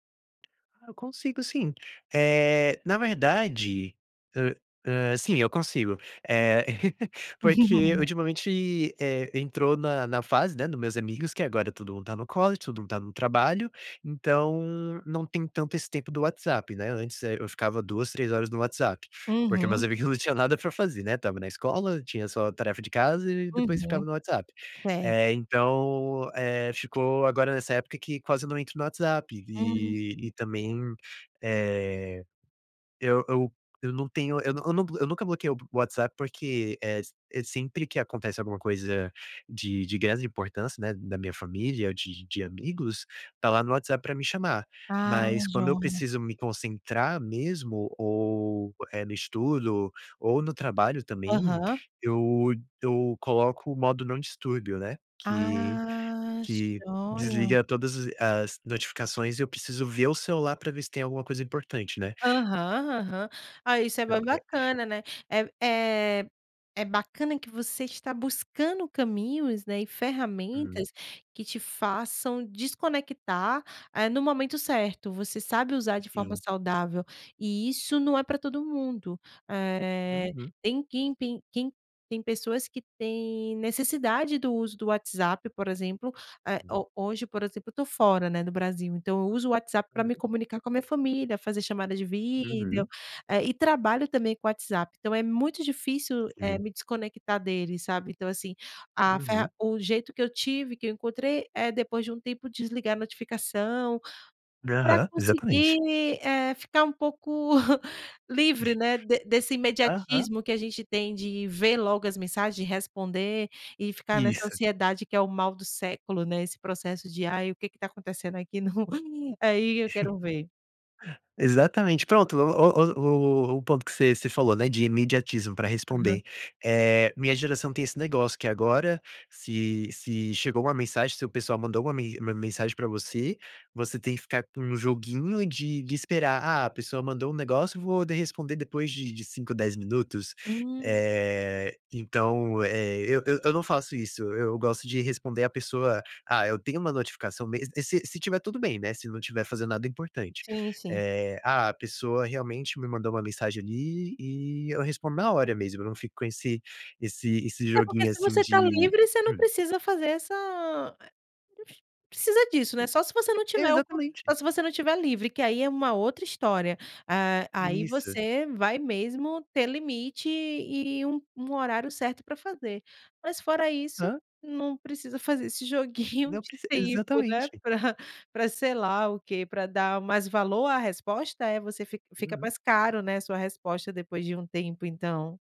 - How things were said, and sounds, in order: tapping; chuckle; laugh; in English: "college"; other background noise; chuckle; unintelligible speech; laugh; unintelligible speech
- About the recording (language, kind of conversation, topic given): Portuguese, podcast, Como você define limites saudáveis para o uso do celular no dia a dia?